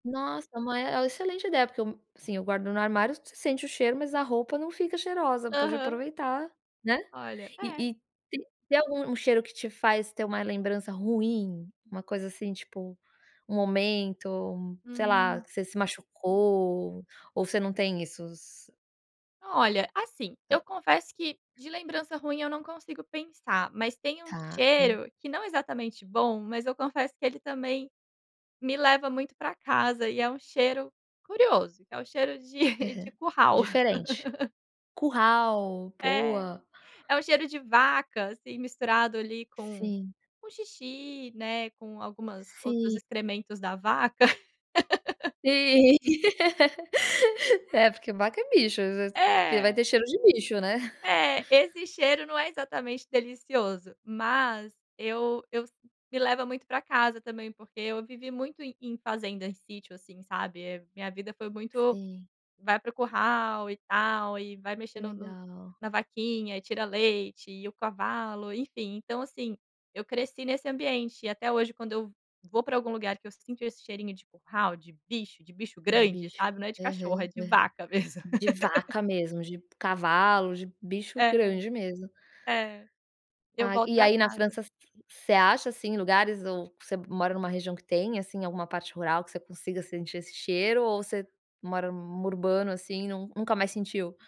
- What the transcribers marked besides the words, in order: "isso" said as "issos"; laughing while speaking: "de"; laugh; laugh; tapping; laugh
- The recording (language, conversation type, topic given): Portuguese, podcast, Que cheiros fazem você se sentir em casa?